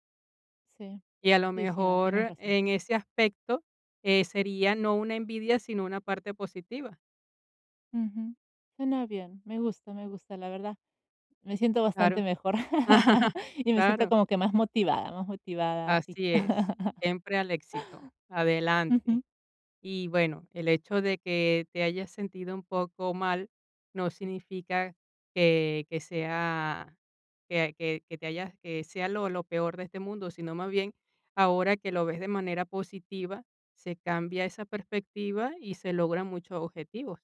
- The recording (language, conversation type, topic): Spanish, advice, ¿Cómo puedo dejar de compararme con los demás y definir mi propio éxito personal?
- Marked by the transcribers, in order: chuckle; chuckle